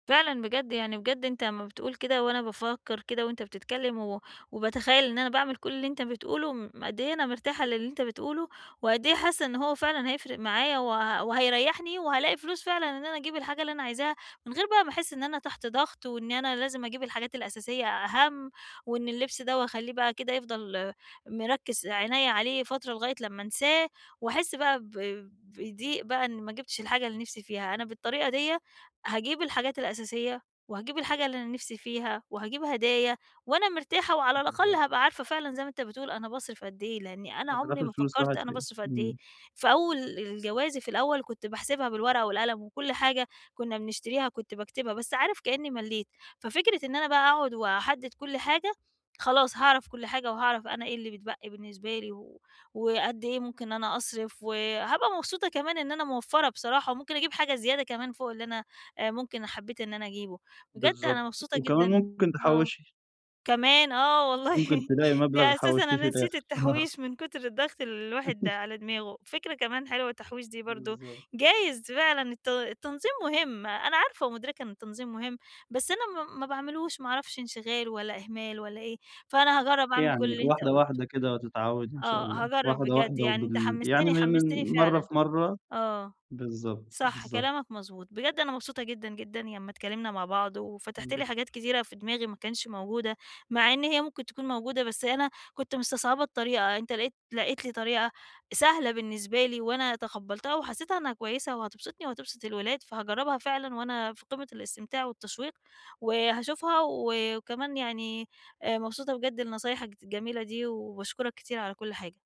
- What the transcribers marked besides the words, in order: tapping; laughing while speaking: "والله، ده أساسًا"; chuckle; "لمّا" said as "يمّا"; other background noise
- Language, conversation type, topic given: Arabic, advice, إزاي أشتري حاجات مفيدة من غير ما أضيّع فلوسي على اللبس والهدايا؟